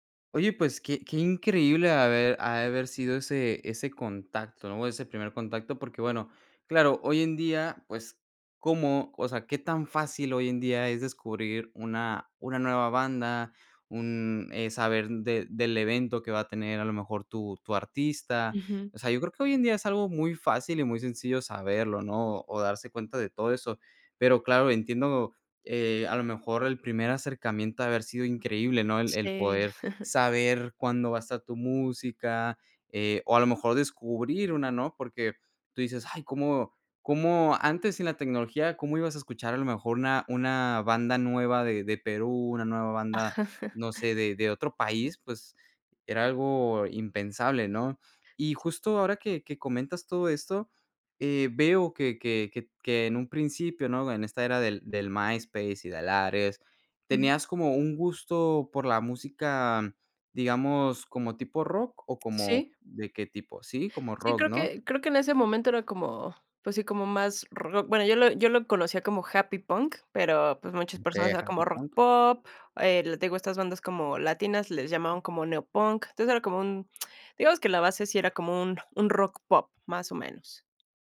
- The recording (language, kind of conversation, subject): Spanish, podcast, ¿Cómo ha influido la tecnología en tus cambios musicales personales?
- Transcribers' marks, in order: chuckle; chuckle